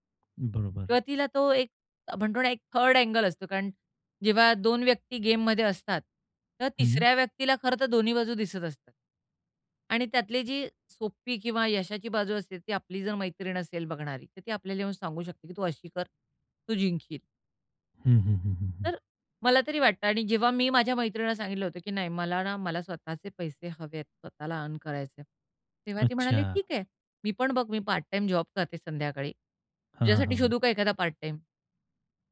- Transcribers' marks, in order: tapping; in English: "अँगल"
- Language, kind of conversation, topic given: Marathi, podcast, कुटुंब आणि मित्र यांमधला आधार कसा वेगळा आहे?